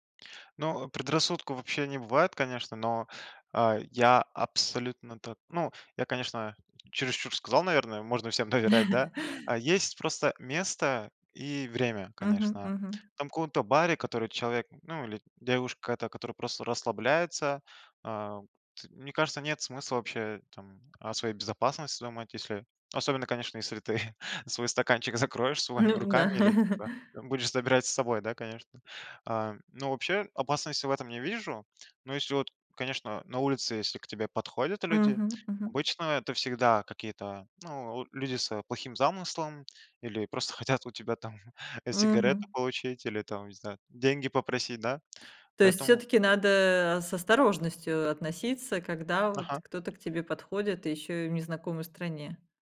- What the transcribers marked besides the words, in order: laugh; laughing while speaking: "ты"; chuckle; laughing while speaking: "своими"; laughing while speaking: "Ну да"; laugh; laughing while speaking: "там"; tapping
- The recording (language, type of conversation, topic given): Russian, podcast, Чему тебя научило путешествие без жёсткого плана?